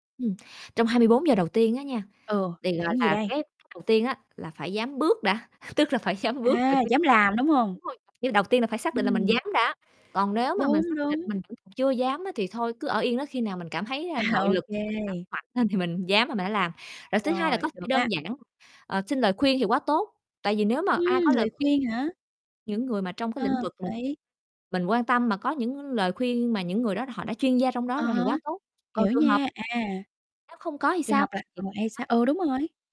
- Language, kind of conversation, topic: Vietnamese, podcast, Bạn sẽ khuyên gì cho những người muốn bắt đầu thử ngay từ bây giờ?
- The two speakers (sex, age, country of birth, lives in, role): female, 30-34, Vietnam, Vietnam, guest; female, 30-34, Vietnam, Vietnam, host
- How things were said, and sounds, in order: laughing while speaking: "tức là phải"; static; other background noise; distorted speech; laughing while speaking: "À"